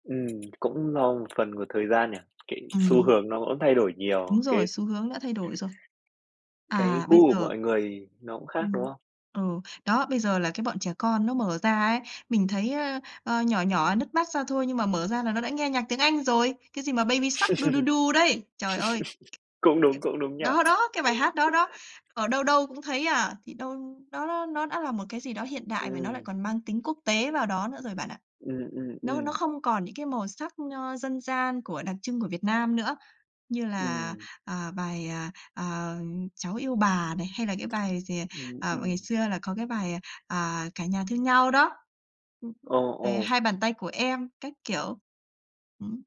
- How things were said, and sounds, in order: tapping; other background noise; chuckle; in English: "Baby Shark doo doo doo"
- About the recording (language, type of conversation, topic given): Vietnamese, podcast, Bài hát gắn liền với tuổi thơ của bạn là bài nào?